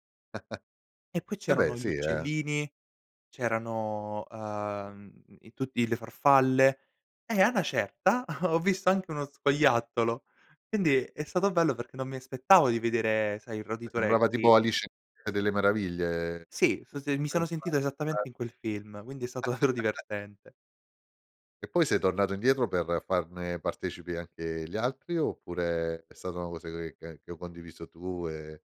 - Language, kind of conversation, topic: Italian, podcast, Raccontami un’esperienza in cui la natura ti ha sorpreso all’improvviso?
- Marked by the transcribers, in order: chuckle; laughing while speaking: "ho visto anche uno scoiattolo"; giggle